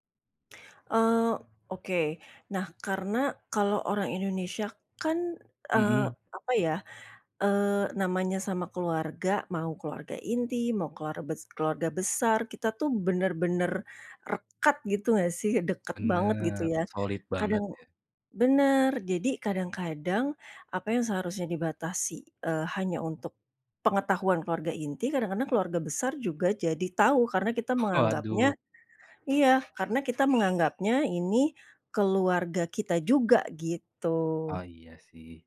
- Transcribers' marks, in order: other background noise
- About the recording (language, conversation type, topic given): Indonesian, podcast, Bagaimana cara menjaga batas yang sehat antara keluarga inti dan keluarga besar?